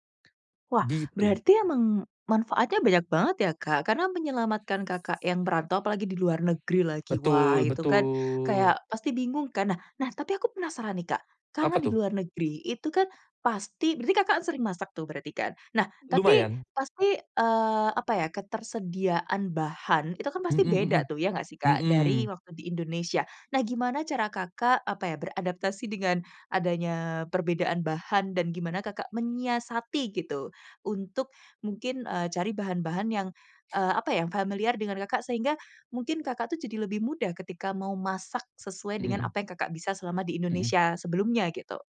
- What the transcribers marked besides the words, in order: "Gitu" said as "ditu"; other background noise; sniff
- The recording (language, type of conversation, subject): Indonesian, podcast, Bisakah kamu menceritakan momen pertama kali kamu belajar memasak sendiri?